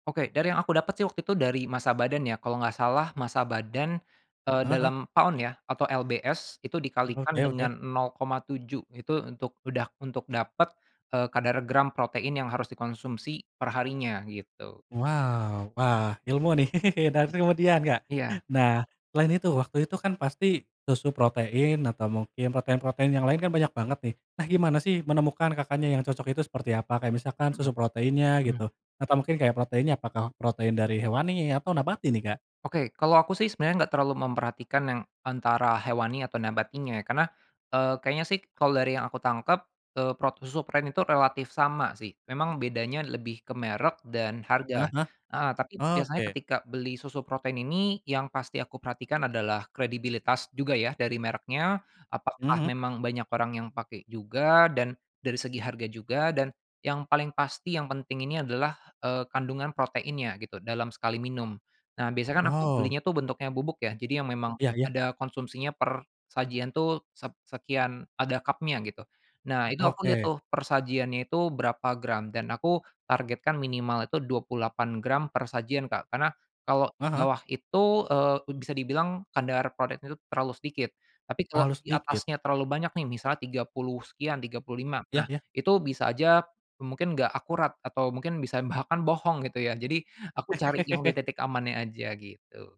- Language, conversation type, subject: Indonesian, podcast, Pernah nggak belajar otodidak, ceritain dong?
- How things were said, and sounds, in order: in English: "pound"; other background noise; chuckle; "protein" said as "pren"; laugh